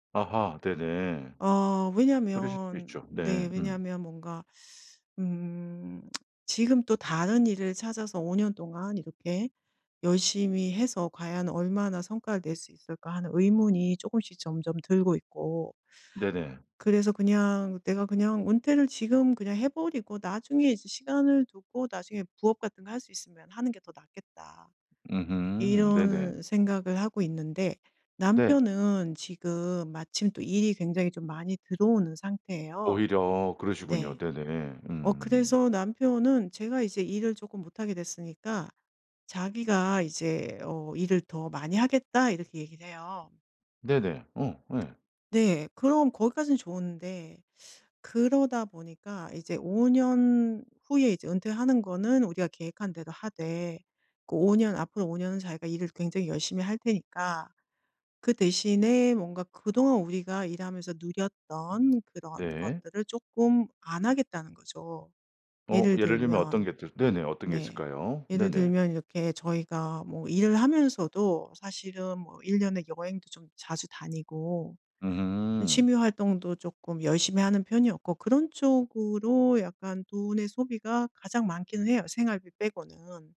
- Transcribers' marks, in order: teeth sucking; lip smack; teeth sucking; other background noise; tsk; teeth sucking
- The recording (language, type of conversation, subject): Korean, advice, 은퇴 대비와 현재의 삶의 만족 중 무엇을 우선해야 할지 어떻게 정하면 좋을까요?